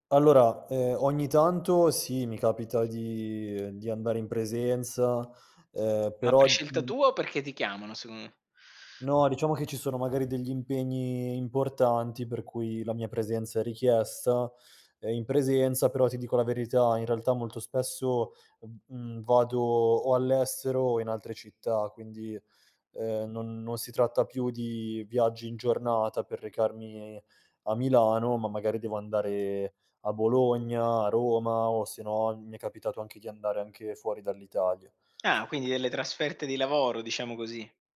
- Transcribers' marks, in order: other background noise; drawn out: "di"; tapping
- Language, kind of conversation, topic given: Italian, podcast, Che impatto ha avuto lo smart working sulla tua giornata?